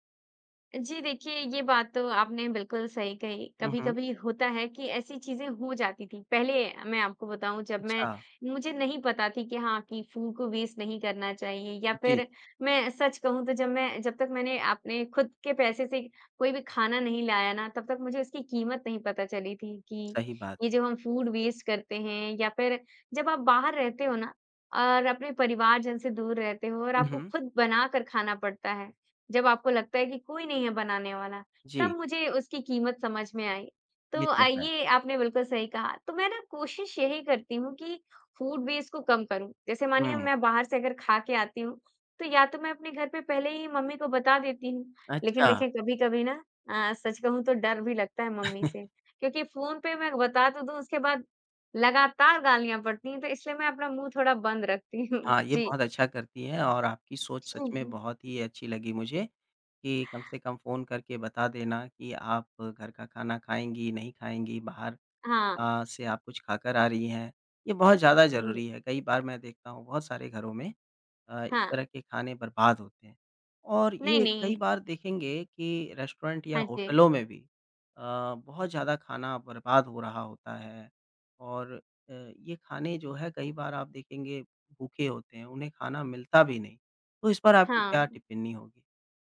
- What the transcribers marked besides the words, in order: in English: "फूड"; in English: "वेस्ट"; in English: "फूड वेस्ट"; in English: "फूड वेस्ट"; chuckle; laughing while speaking: "हूँ"; in English: "रेस्टोरेंट"
- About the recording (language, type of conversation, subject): Hindi, podcast, रोज़मर्रा की जिंदगी में खाद्य अपशिष्ट कैसे कम किया जा सकता है?